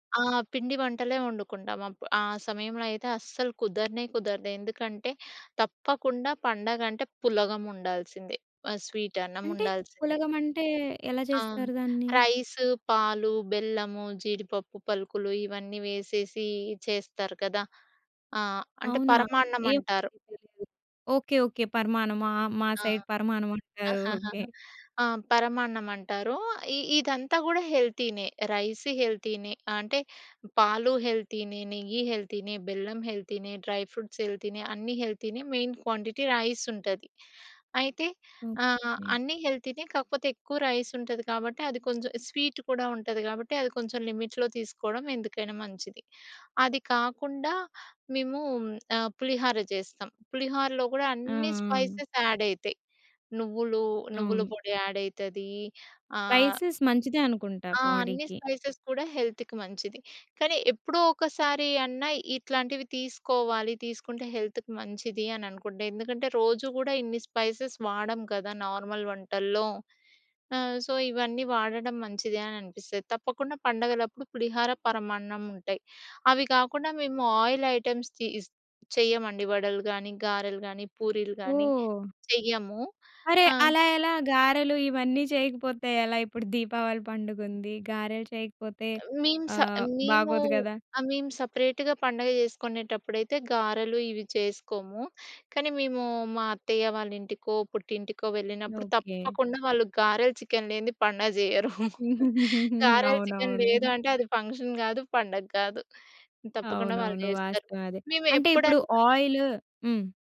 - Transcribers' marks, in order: in English: "స్వీట్"; in English: "రైస్"; in English: "సైడ్"; chuckle; in English: "రైస్"; in English: "డ్రై ఫ్రూట్స్"; in English: "మెయిన్ క్వాంటిటీ రైస్"; in English: "రైస్"; in English: "స్వీట్"; in English: "లిమిట్‌లో"; in English: "స్పైసెస్ యాడ్"; in English: "యాడ్"; in English: "స్పై‌సే‌స్"; in English: "బాడీ‌కి"; in English: "స్పైసెస్"; in English: "హెల్త్‌కి"; in English: "హెల్త్‌కి"; in English: "స్పైసెస్"; in English: "నార్మల్"; in English: "సో"; in English: "ఆయిల్ ఐటెమ్‌స్"; in English: "సెపరేట్‌గా"; in English: "చికెన్"; chuckle; in English: "ఫంక్షన్"
- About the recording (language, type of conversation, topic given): Telugu, podcast, సెలబ్రేషన్లలో ఆరోగ్యకరంగా తినడానికి మంచి సూచనలు ఏమేమి ఉన్నాయి?